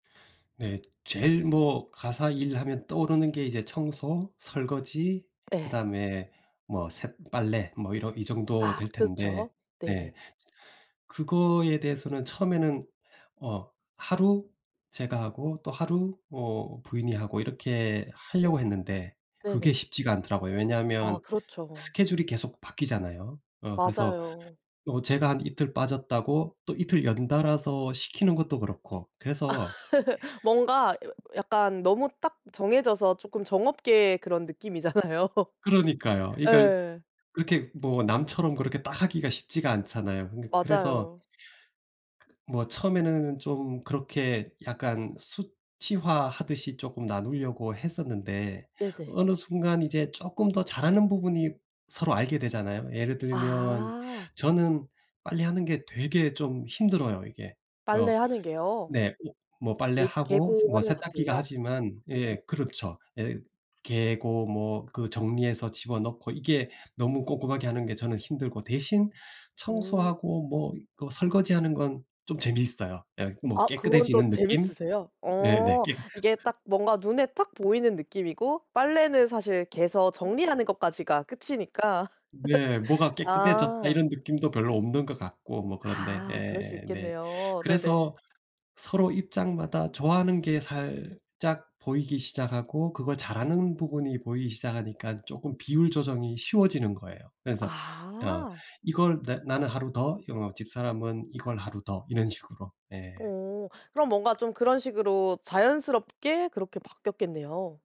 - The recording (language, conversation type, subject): Korean, podcast, 함께 사는 사람들과 가사 일을 어떻게 분담하시나요?
- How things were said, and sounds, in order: tapping; other background noise; laugh; laugh